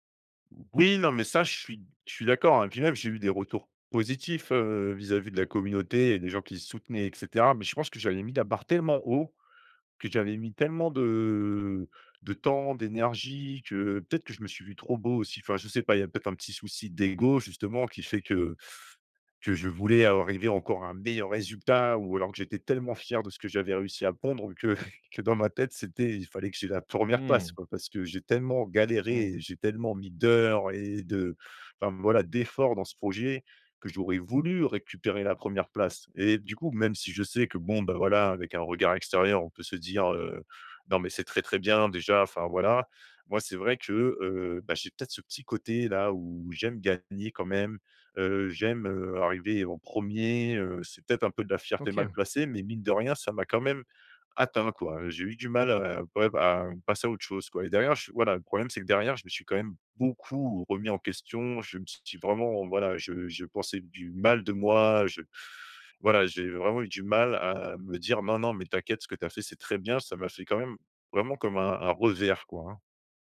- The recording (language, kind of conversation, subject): French, advice, Comment retrouver la motivation après un échec ou un revers ?
- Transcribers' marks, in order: other background noise; stressed: "positifs"; drawn out: "de"; stressed: "d’ego"; laughing while speaking: "que"; stressed: "voulu"; stressed: "beaucoup"; teeth sucking